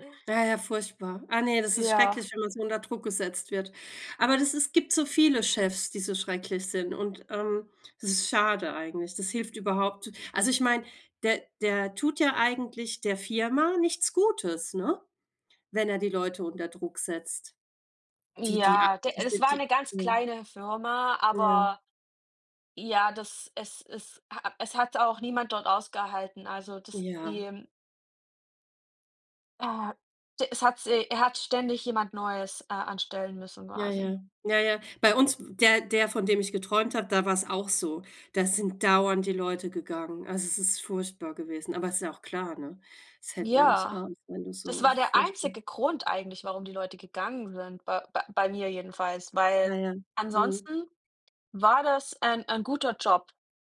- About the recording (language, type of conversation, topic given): German, unstructured, Was fasziniert dich am meisten an Träumen, die sich so real anfühlen?
- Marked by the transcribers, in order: unintelligible speech